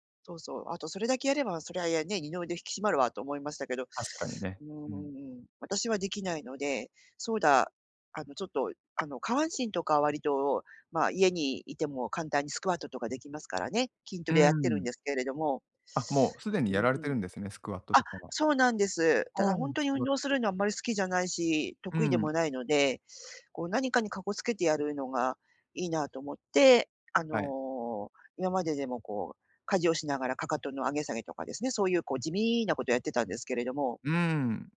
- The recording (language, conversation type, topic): Japanese, advice, 趣味を日常生活にうまく組み込むにはどうすればいいですか？
- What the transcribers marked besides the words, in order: tapping